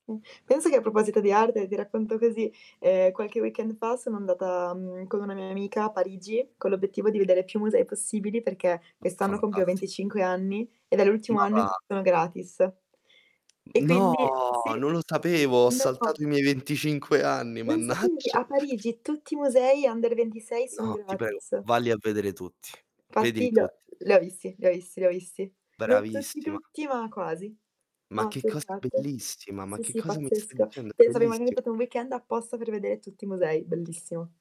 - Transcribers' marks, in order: distorted speech; drawn out: "No"; other background noise; tapping; in English: "under"; unintelligible speech
- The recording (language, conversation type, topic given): Italian, unstructured, Qual è il valore dell’arte nella società di oggi?